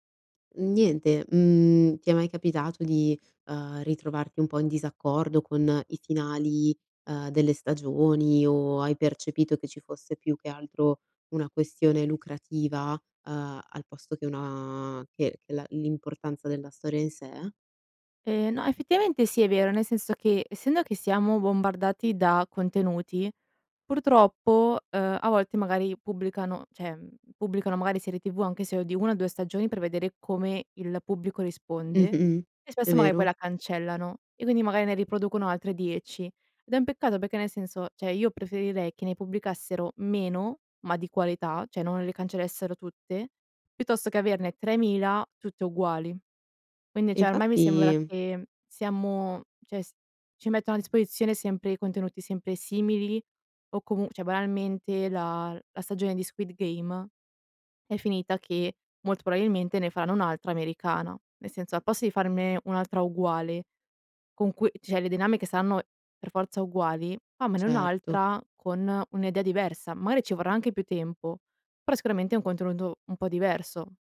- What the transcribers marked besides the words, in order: "cioè" said as "ceh"; "magari" said as "magai"; "magari" said as "magai"; "cioè" said as "ceh"; "cioè" said as "ceh"; "cancellassero" said as "cancellessero"; "cioè" said as "ceh"; "cioè" said as "ceh"; "cioè" said as "ceh"; "cioè" said as "ceh"; "saranno" said as "saanno"; "idea" said as "edea"; "Magari" said as "mari"
- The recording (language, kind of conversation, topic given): Italian, podcast, Cosa pensi del fenomeno dello streaming e del binge‑watching?
- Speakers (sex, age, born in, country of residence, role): female, 20-24, Italy, Italy, guest; female, 25-29, Italy, Italy, host